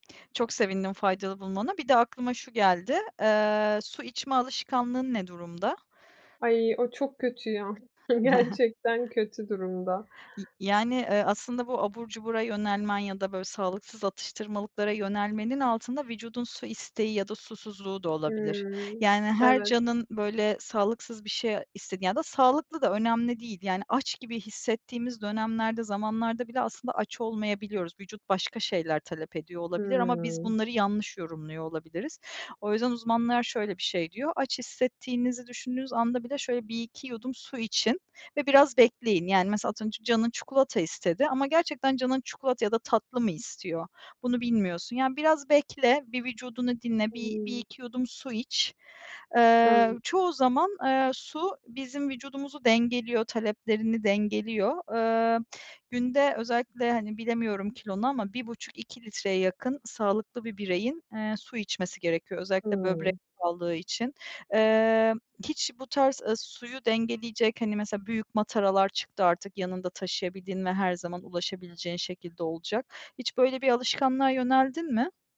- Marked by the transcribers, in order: laughing while speaking: "Gerçekten kötü durumda"; chuckle; drawn out: "Hıı"; drawn out: "Hımm"; "çikolata" said as "çukulata"; "çikolata" said as "çukulata"
- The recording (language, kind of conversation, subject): Turkish, advice, Günlük yaşamımda atıştırma dürtülerimi nasıl daha iyi kontrol edebilirim?